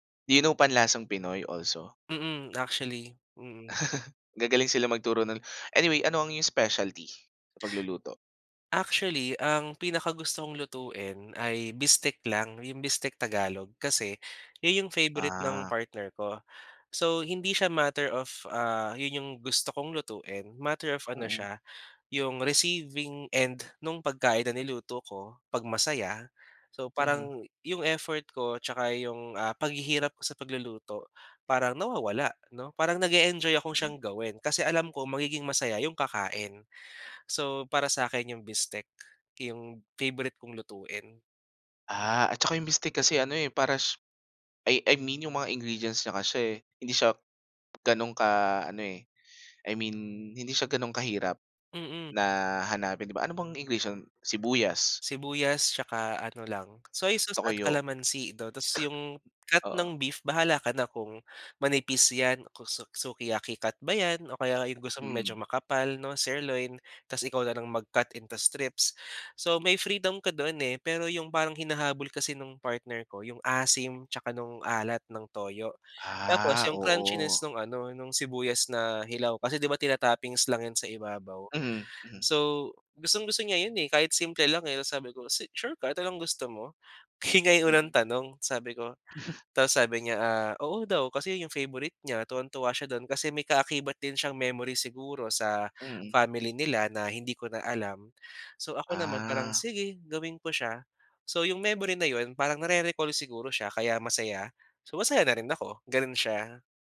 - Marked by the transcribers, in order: in English: "Do you know panlasang Pinoy also?"; laugh; in English: "matter of"; in English: "matter of"; "kasi" said as "kashe"; "ingredients" said as "ingretion"; "'no" said as "do"; other background noise; in Japanese: "su sukiyaki"; in English: "sirloin"; in English: "into strips"; in English: "crunchiness"; tapping; unintelligible speech
- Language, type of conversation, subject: Filipino, podcast, Paano ninyo ipinapakita ang pagmamahal sa pamamagitan ng pagkain?